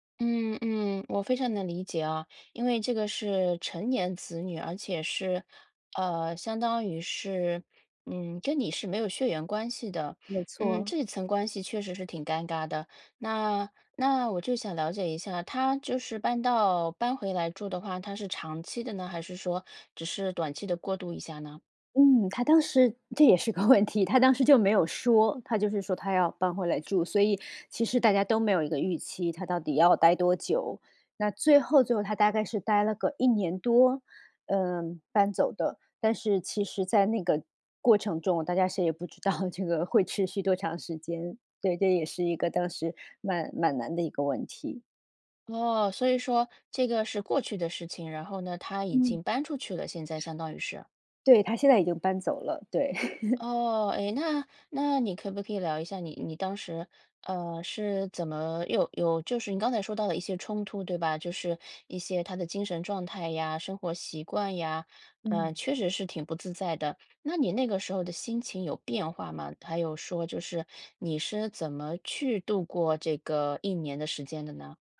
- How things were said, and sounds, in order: laughing while speaking: "问题"; laughing while speaking: "不知道这个会"; other noise; chuckle
- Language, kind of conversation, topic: Chinese, advice, 当家庭成员搬回家住而引发生活习惯冲突时，我该如何沟通并制定相处规则？